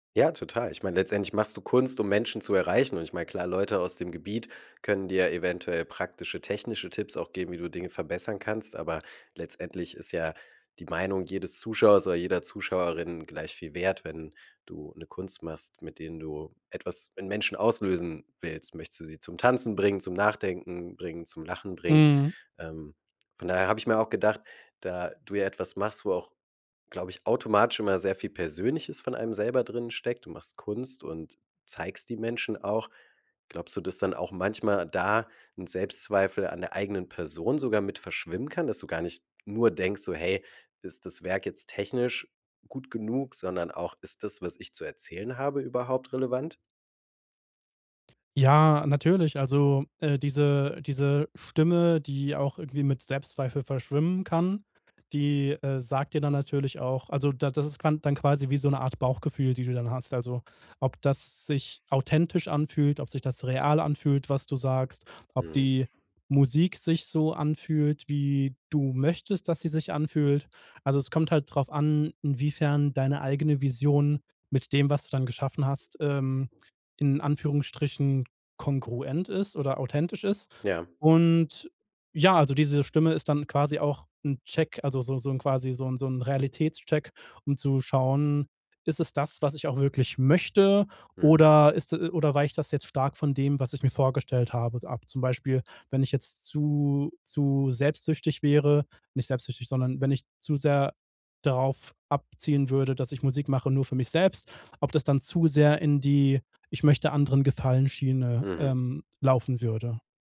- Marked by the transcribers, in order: stressed: "da"; other background noise
- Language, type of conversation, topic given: German, podcast, Was hat dir geholfen, Selbstzweifel zu überwinden?